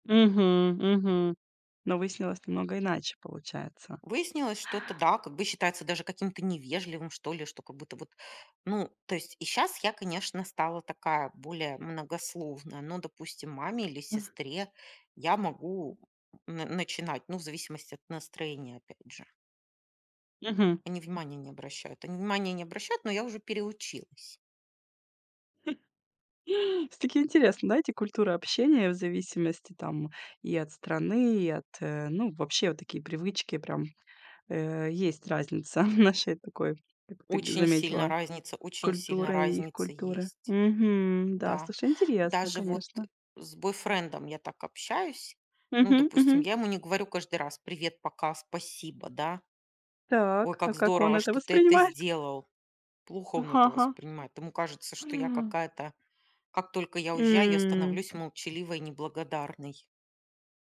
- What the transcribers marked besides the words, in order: tapping; chuckle; chuckle
- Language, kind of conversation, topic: Russian, podcast, Что важно учитывать при общении в интернете и в мессенджерах?
- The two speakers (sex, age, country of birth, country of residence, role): female, 40-44, Armenia, Spain, guest; female, 45-49, Russia, Spain, host